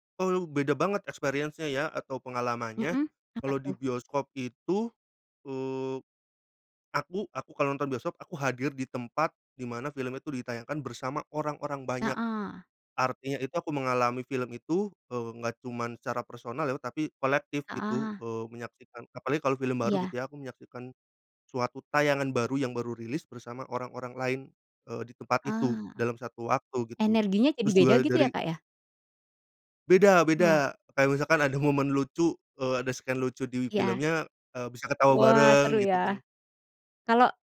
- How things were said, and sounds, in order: in English: "experience-nya"; other background noise; in English: "scene"
- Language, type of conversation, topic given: Indonesian, podcast, Bagaimana teknologi streaming mengubah kebiasaan menonton kita?
- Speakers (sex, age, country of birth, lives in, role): female, 40-44, Indonesia, Indonesia, host; male, 30-34, Indonesia, Indonesia, guest